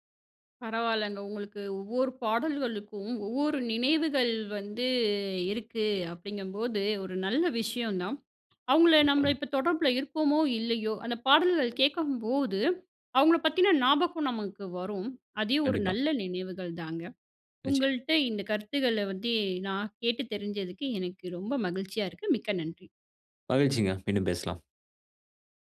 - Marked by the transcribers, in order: other background noise; unintelligible speech
- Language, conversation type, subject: Tamil, podcast, ஒரு பாடல் உங்களுடைய நினைவுகளை எப்படித் தூண்டியது?